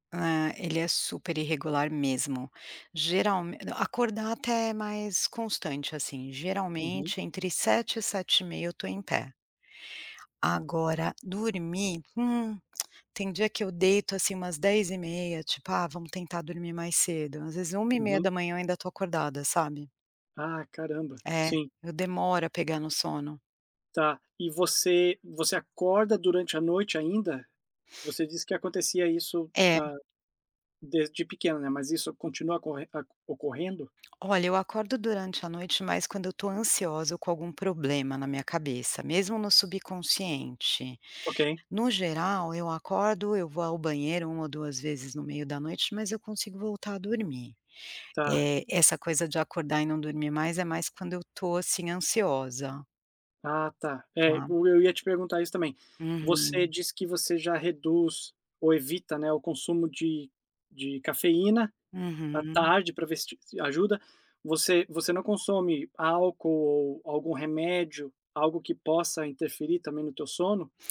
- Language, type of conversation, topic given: Portuguese, advice, Por que acordo cansado mesmo após uma noite completa de sono?
- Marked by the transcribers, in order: other background noise; tapping